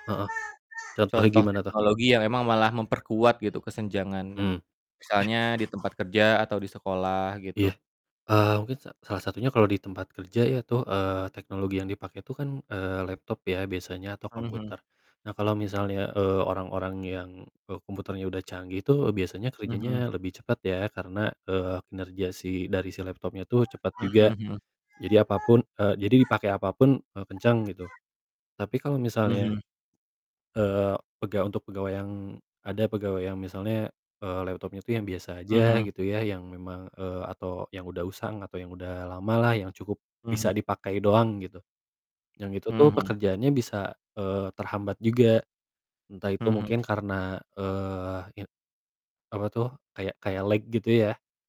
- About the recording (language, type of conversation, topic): Indonesian, unstructured, Bagaimana menurutmu teknologi dapat memperburuk kesenjangan sosial?
- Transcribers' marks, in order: background speech; tapping; in English: "lag"